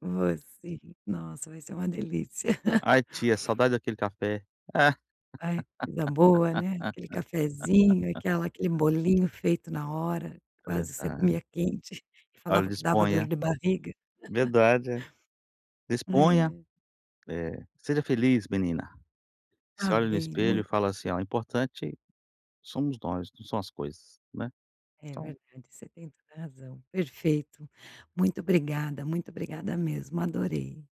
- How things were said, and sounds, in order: tapping; laugh; laugh; laugh
- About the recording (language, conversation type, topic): Portuguese, advice, Como posso criar rotinas simples para manter a organização no dia a dia?